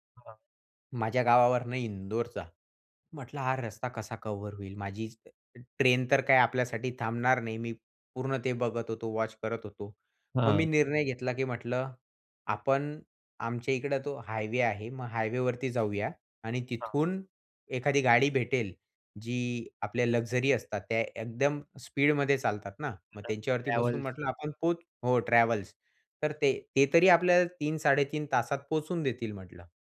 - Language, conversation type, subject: Marathi, podcast, तुम्ही कधी फ्लाइट किंवा ट्रेन चुकवली आहे का, आणि तो अनुभव सांगू शकाल का?
- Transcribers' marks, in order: other noise; other background noise; in English: "लक्झरी"